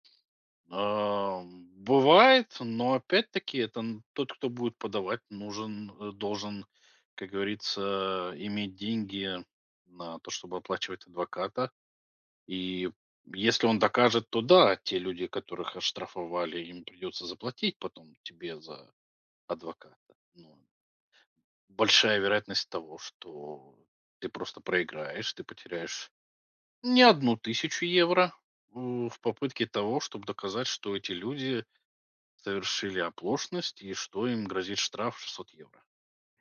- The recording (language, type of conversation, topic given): Russian, podcast, Как организовать раздельный сбор мусора дома?
- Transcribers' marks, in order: other background noise